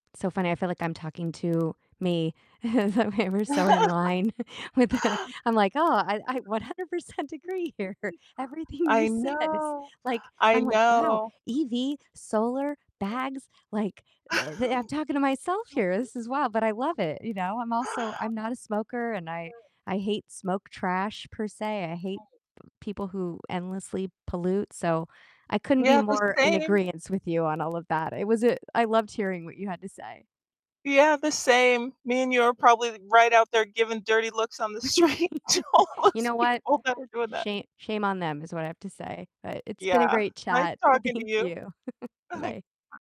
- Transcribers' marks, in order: distorted speech; chuckle; laughing while speaking: "the way we're so in line with the"; other background noise; laugh; background speech; laughing while speaking: "one hundred percent agree here"; laughing while speaking: "said"; laughing while speaking: "like"; giggle; laughing while speaking: "street to all those people"; chuckle
- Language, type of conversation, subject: English, unstructured, How can we reduce pollution in our towns?